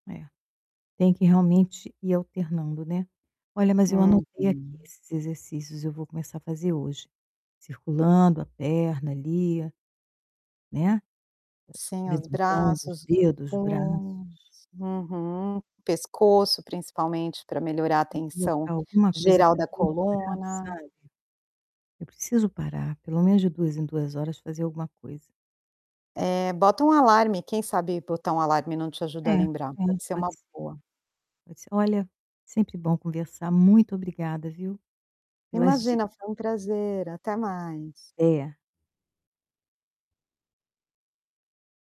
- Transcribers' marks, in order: tapping; other background noise; distorted speech; static
- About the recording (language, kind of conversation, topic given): Portuguese, advice, Como posso aliviar a tensão muscular e o estresse no dia a dia?